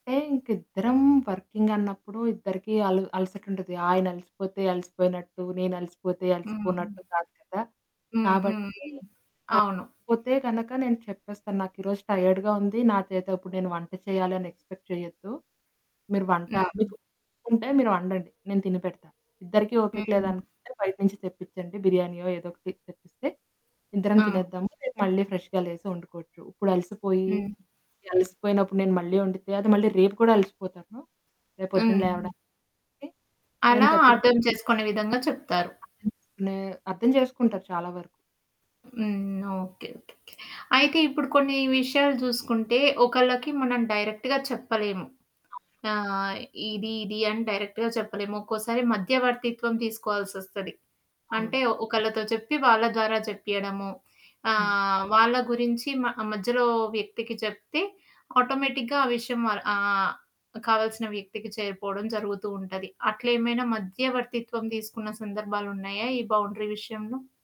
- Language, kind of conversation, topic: Telugu, podcast, కుటుంబ సభ్యులకు మీ సరిహద్దులను గౌరవంగా, స్పష్టంగా ఎలా చెప్పగలరు?
- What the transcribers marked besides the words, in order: static; in English: "వర్కింగ్"; distorted speech; in English: "టైర్డ్‌గా"; in English: "ఎక్స్‌పెక్ట్"; other background noise; in English: "ఫ్రెష్‌గా"; unintelligible speech; in English: "డైరెక్ట్‌గా"; in English: "డైరెక్ట్‌గా"; in English: "ఆటోమేటిక్‌గా"; in English: "బౌండరీ"